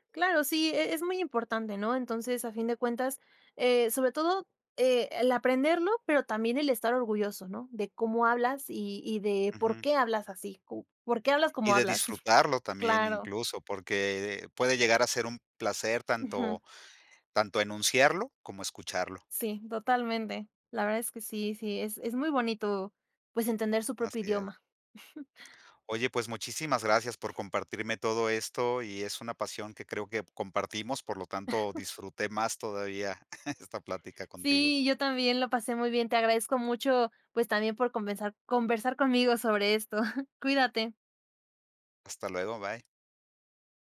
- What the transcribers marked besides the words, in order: chuckle; chuckle; other background noise; chuckle; chuckle; chuckle
- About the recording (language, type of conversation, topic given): Spanish, podcast, ¿Qué papel juega el idioma en tu identidad?